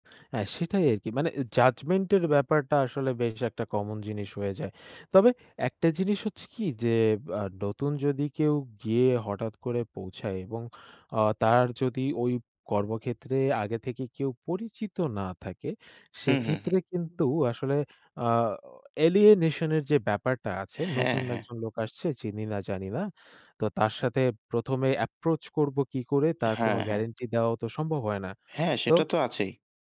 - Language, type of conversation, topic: Bengali, unstructured, কখনো কি আপনার মনে হয়েছে যে কাজের ক্ষেত্রে আপনি অবমূল্যায়িত হচ্ছেন?
- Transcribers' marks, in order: in English: "judgment"; other background noise; in English: "alienation"; tapping; in English: "approach"